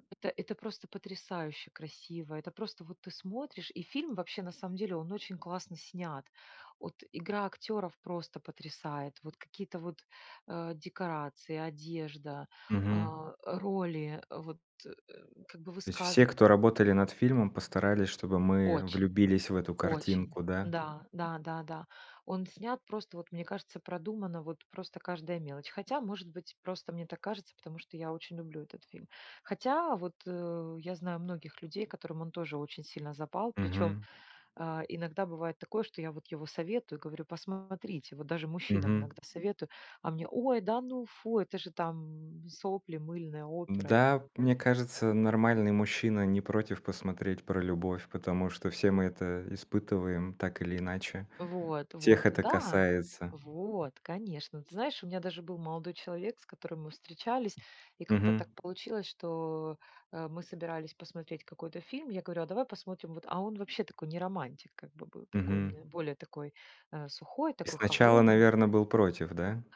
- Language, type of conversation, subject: Russian, podcast, О каком своём любимом фильме вы бы рассказали и почему он вам близок?
- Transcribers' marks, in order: tapping